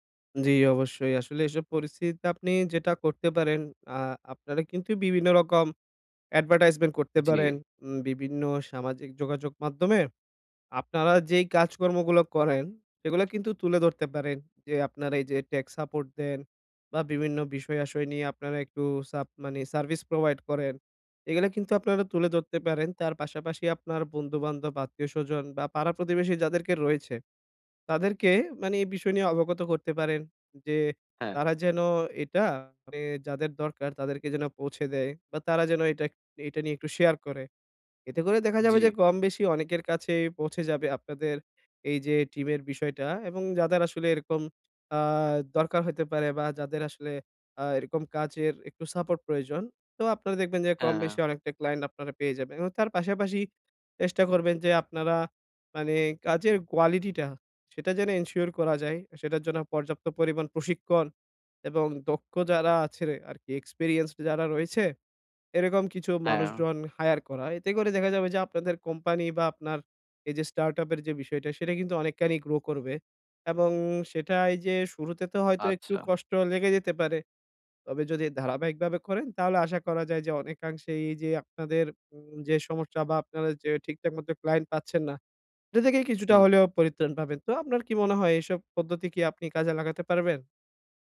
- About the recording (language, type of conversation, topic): Bengali, advice, ব্যর্থতার পর কীভাবে আবার লক্ষ্য নির্ধারণ করে এগিয়ে যেতে পারি?
- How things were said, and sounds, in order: tapping; other background noise